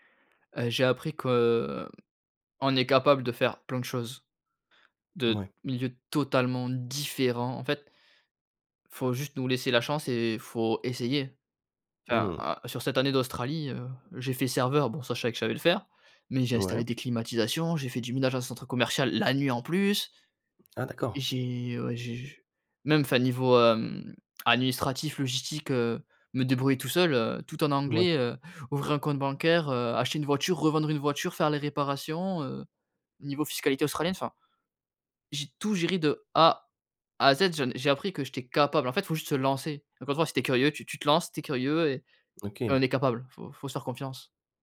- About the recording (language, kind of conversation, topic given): French, podcast, Comment cultives-tu ta curiosité au quotidien ?
- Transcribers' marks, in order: stressed: "différents"; stressed: "capable"